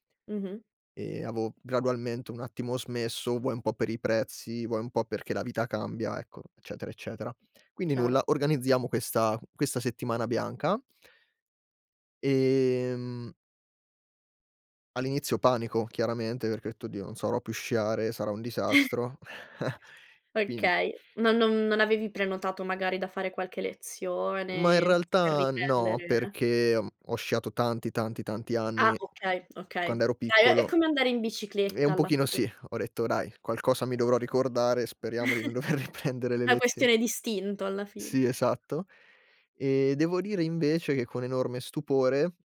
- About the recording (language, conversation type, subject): Italian, podcast, Raccontami di un momento che ti ha cambiato dentro?
- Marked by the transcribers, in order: chuckle; other background noise; chuckle; tongue click; laughing while speaking: "dover riprendere"; chuckle